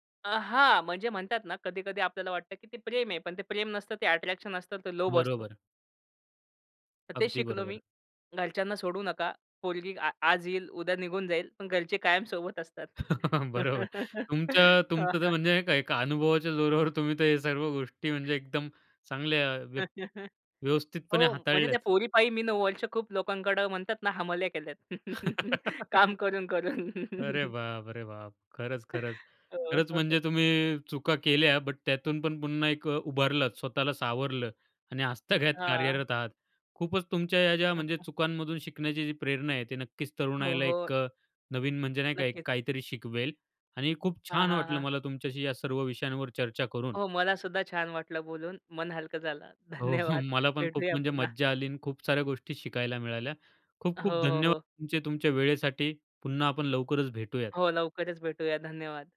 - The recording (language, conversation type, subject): Marathi, podcast, चूक झाली तर त्यातून कशी शिकलात?
- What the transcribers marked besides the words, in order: in English: "अट्रॅक्शन"; tapping; chuckle; laughing while speaking: "बरोबर"; chuckle; laughing while speaking: "जोरावर"; chuckle; laugh; chuckle; laughing while speaking: "आजतागायत"; chuckle; laughing while speaking: "धन्यवाद. भेटूया पुन्हा"; chuckle